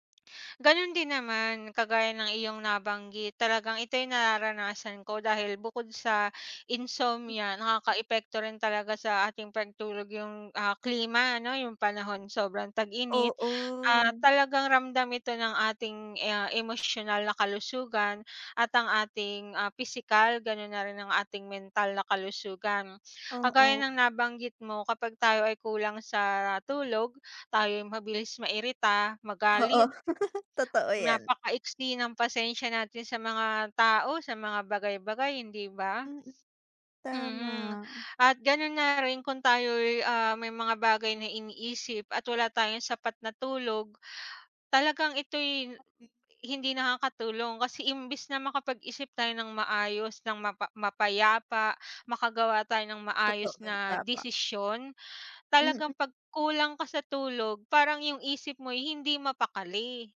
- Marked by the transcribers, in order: laughing while speaking: "Oo"; chuckle
- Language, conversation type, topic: Filipino, unstructured, Paano mo ipapaliwanag ang kahalagahan ng pagtulog para sa ating kalusugan?